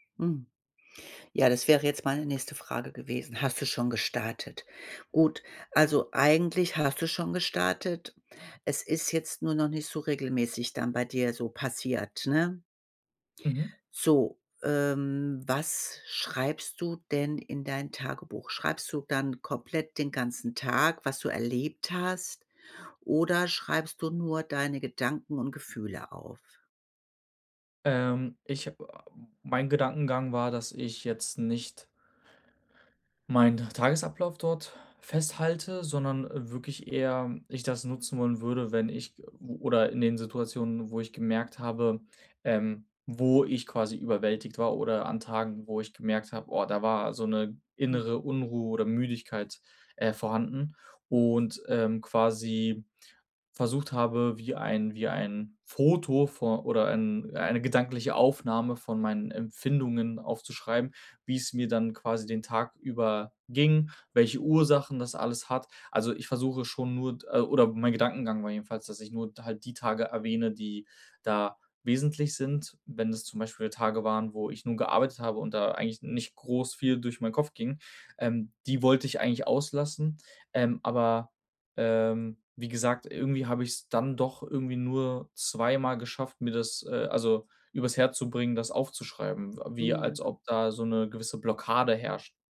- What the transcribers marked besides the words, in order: other background noise; tapping
- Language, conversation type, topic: German, advice, Wie kann mir ein Tagebuch beim Reflektieren helfen?
- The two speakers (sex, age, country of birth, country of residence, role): female, 55-59, Germany, Germany, advisor; male, 25-29, Germany, Germany, user